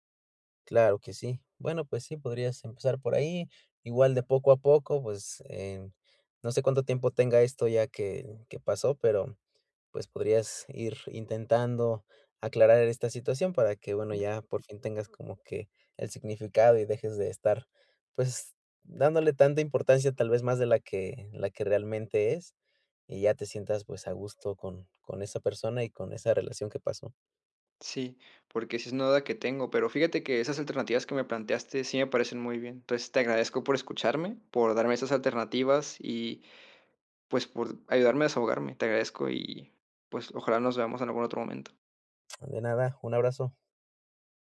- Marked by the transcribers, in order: none
- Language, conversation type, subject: Spanish, advice, ¿Cómo puedo interpretar mejor comentarios vagos o contradictorios?